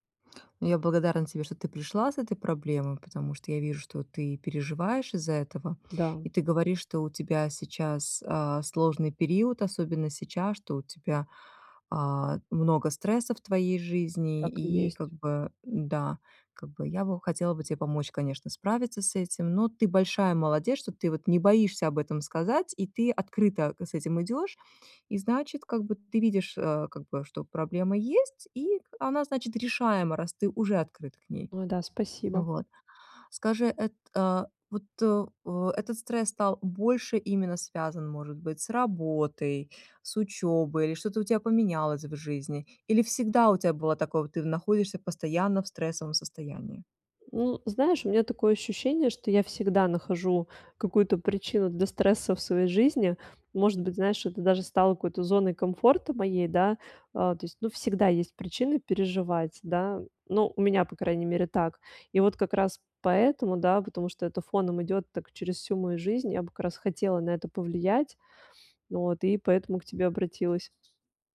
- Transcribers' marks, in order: none
- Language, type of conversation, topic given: Russian, advice, Какие короткие техники помогут быстро снизить уровень стресса?